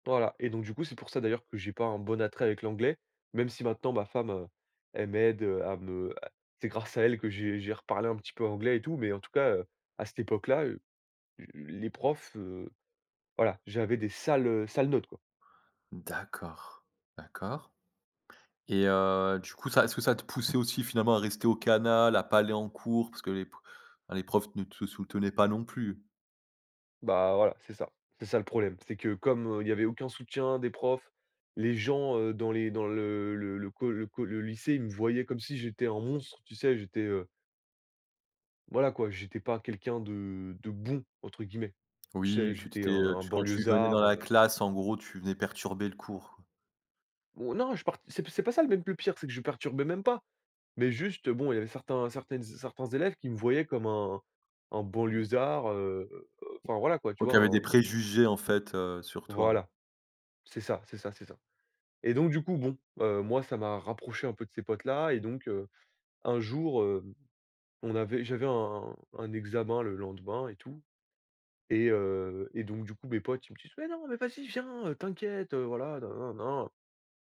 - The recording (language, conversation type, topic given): French, podcast, Peux-tu raconter un mauvais choix qui t’a finalement appris quelque chose ?
- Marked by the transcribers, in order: other noise; tapping